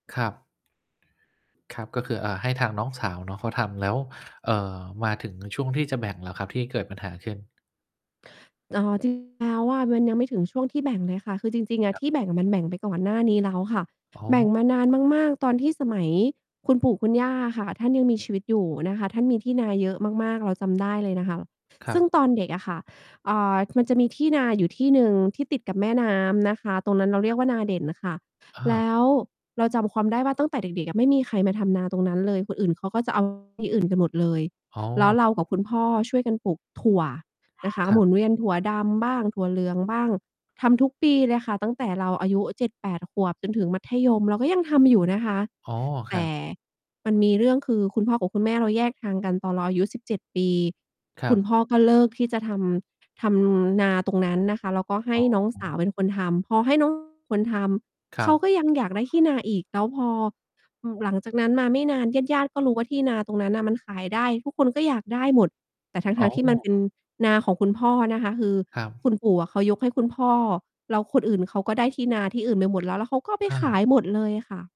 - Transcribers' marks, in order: distorted speech; other background noise; stressed: "ถั่ว"
- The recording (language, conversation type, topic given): Thai, advice, ฉันควรทำอย่างไรเมื่อทะเลาะกับพี่น้องเรื่องมรดกหรือทรัพย์สิน?